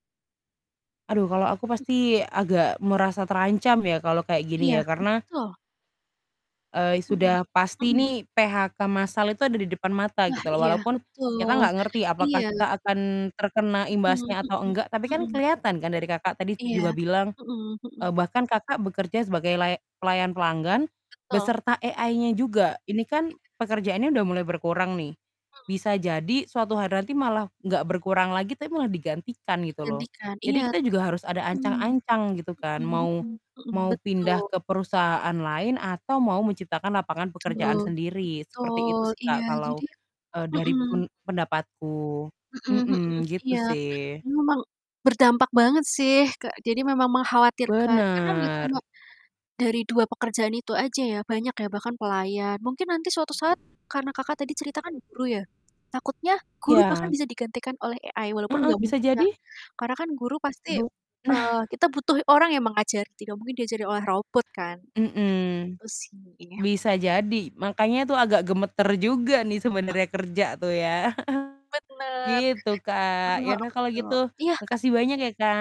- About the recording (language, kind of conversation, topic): Indonesian, unstructured, Apakah kemajuan teknologi membuat pekerjaan manusia semakin tergantikan?
- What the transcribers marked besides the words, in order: static; in English: "AI-nya"; distorted speech; tapping; other background noise; in English: "AI"; other noise; chuckle